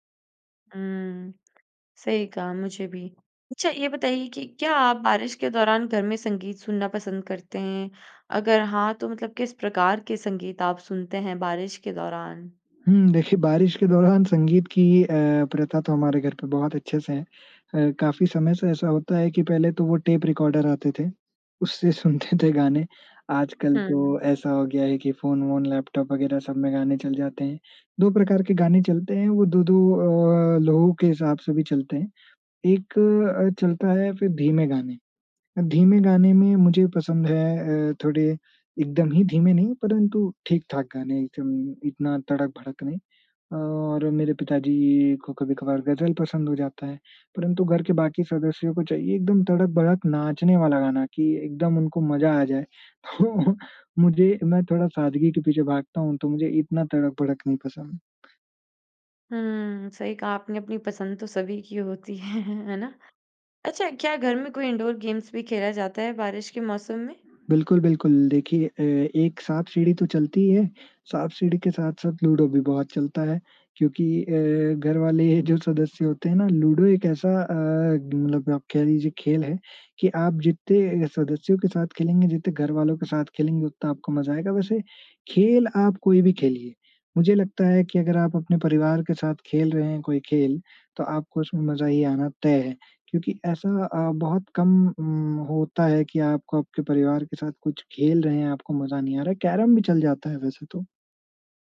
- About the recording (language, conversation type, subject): Hindi, podcast, बारिश में घर का माहौल आपको कैसा लगता है?
- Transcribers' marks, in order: laughing while speaking: "सुनते थे"; laughing while speaking: "तो"; breath; laughing while speaking: "है"; in English: "इन्डोर गेम्स"; laughing while speaking: "ये जो"